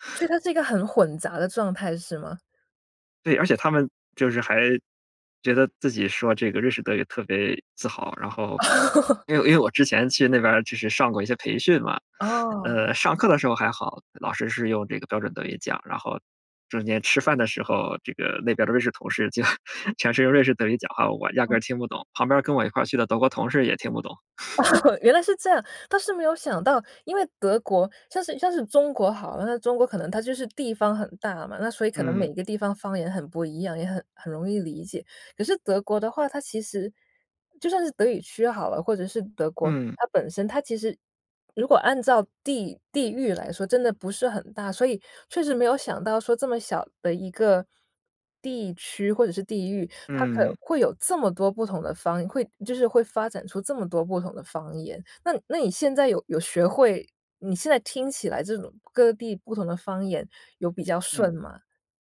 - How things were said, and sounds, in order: laugh; laughing while speaking: "就"; laugh; chuckle
- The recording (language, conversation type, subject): Chinese, podcast, 你能跟我们讲讲你的学习之路吗？